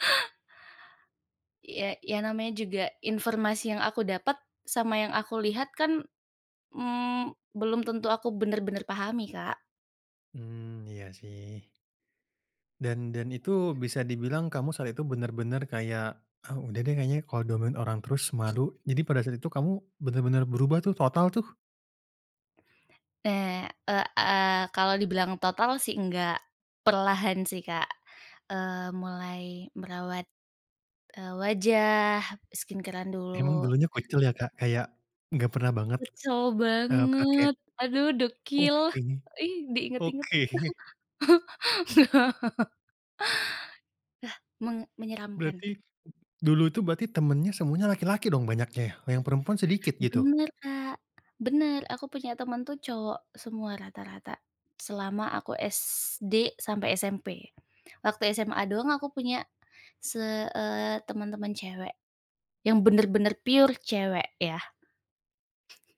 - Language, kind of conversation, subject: Indonesian, podcast, Bagaimana pengaruh teman dan keluarga terhadap perubahan gaya kamu?
- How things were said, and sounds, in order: unintelligible speech; other background noise; in English: "skincare-an"; laughing while speaking: "oke"; laugh; in English: "pure"; chuckle